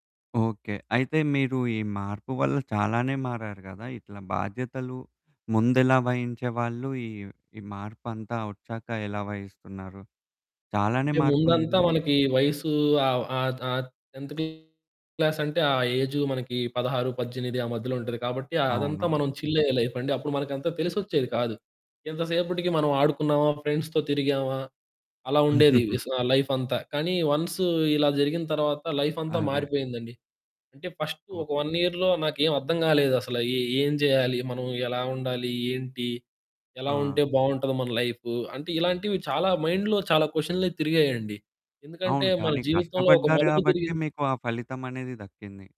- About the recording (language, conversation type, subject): Telugu, podcast, ఒక లక్ష్యాన్ని చేరుకోవాలన్న మీ నిర్ణయం మీ కుటుంబ సంబంధాలపై ఎలా ప్రభావం చూపిందో చెప్పగలరా?
- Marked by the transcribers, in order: distorted speech; in English: "టెన్త్ క్లాస్"; static; in English: "చిల్"; in English: "లైఫ్"; in English: "ఫ్రెండ్స్‌తో"; chuckle; in English: "లైఫ్"; in English: "లైఫ్"; in English: "ఫస్ట్"; in English: "వన్ ఇయర్‌లో"; in English: "మైండ్‌లో"